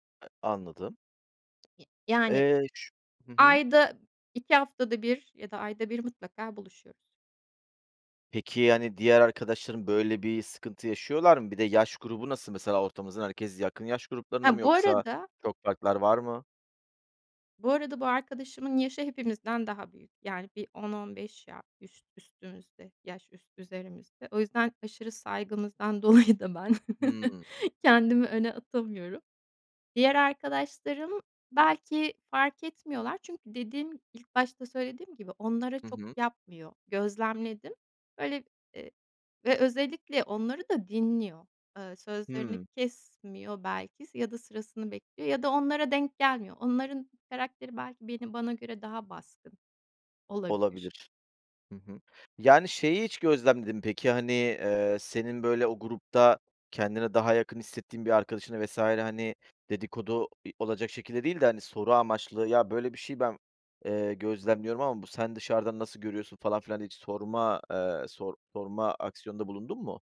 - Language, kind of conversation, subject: Turkish, advice, Aile ve arkadaş beklentileri yüzünden hayır diyememek
- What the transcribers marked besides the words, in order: other background noise; laughing while speaking: "dolayı da"; chuckle